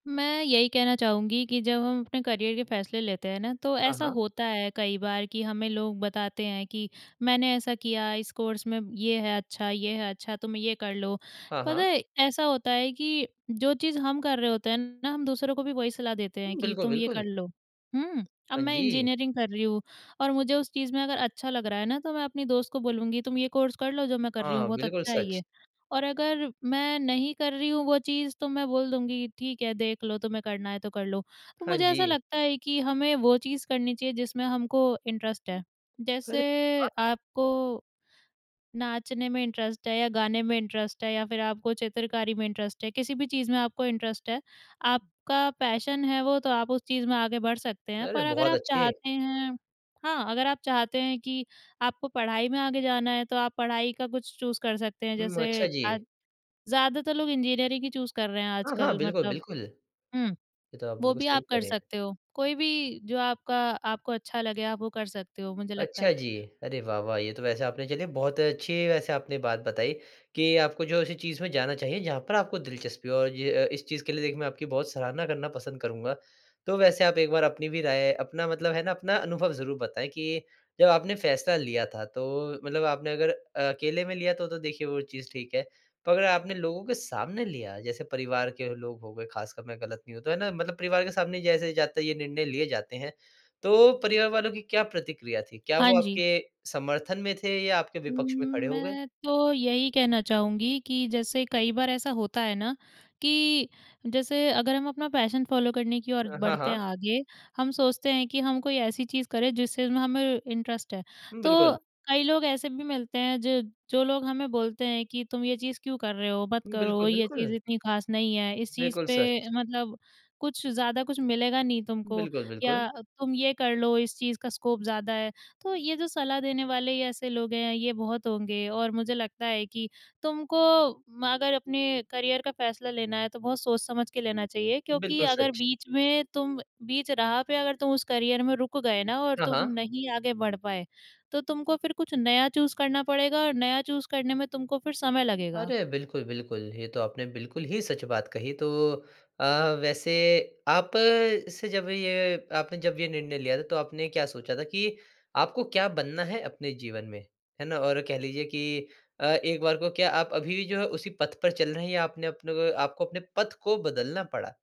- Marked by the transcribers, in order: in English: "करियर"; in English: "कोर्स"; in English: "इंजीनियरिंग"; in English: "कोर्स"; in English: "इंटरेस्ट"; in English: "इंटरेस्ट"; in English: "इंटरेस्ट"; in English: "इंटरेस्ट"; in English: "इंटरेस्ट"; in English: "पैशन"; in English: "चूज़"; in English: "इंजीनियरिंग"; in English: "चूज़"; in English: "पैशन फॉलो"; in English: "इंटरेस्ट"; in English: "स्कोप"; in English: "करियर"; in English: "करियर"; in English: "चूज़"; in English: "चूज़"
- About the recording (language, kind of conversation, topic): Hindi, podcast, करियर बदलने का बड़ा फैसला लेने के लिए मन कैसे तैयार होता है?